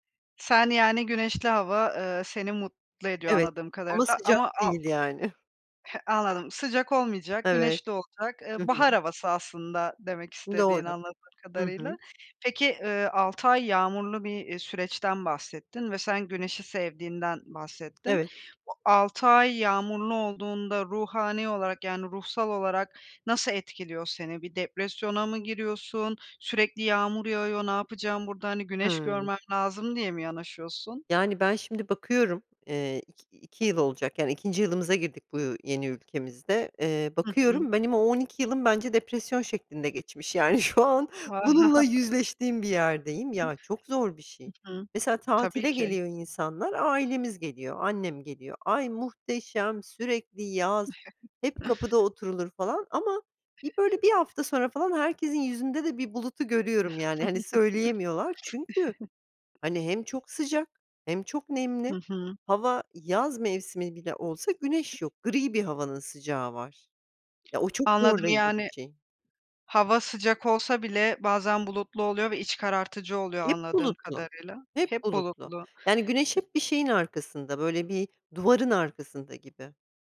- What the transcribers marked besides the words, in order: tapping; chuckle; other background noise; laughing while speaking: "şu an bununla yüzleştiğim"; chuckle; chuckle
- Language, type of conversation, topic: Turkish, podcast, Mevsim değişikliklerini ilk ne zaman ve nasıl fark edersin?